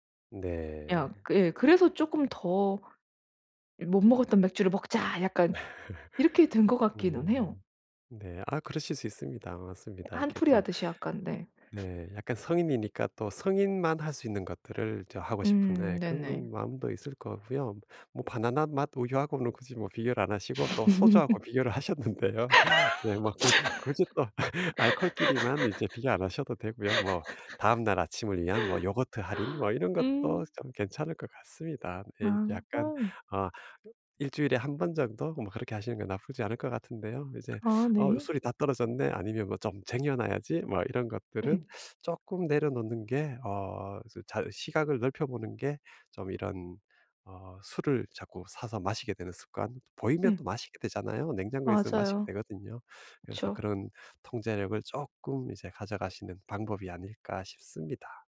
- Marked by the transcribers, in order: put-on voice: "이 못 먹었던 맥주를 먹자"; laugh; other noise; tapping; laugh; laughing while speaking: "하셨는데요. 네 막 굳 굳이 또"; put-on voice: "어 술이 다 떨어졌네"; put-on voice: "좀 쟁여 놔야지"
- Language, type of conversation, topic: Korean, advice, 습관과 자기통제력을 어떻게 기를 수 있을까요?